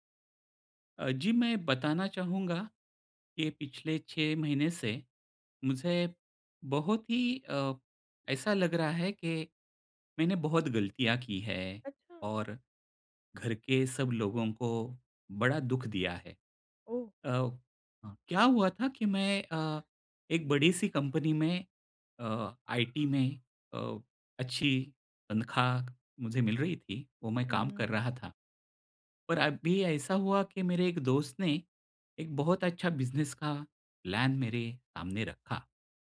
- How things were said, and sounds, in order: in English: "बिज़नेस"; in English: "प्लान"
- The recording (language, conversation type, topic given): Hindi, advice, आप आत्म-आलोचना छोड़कर खुद के प्रति सहानुभूति कैसे विकसित कर सकते हैं?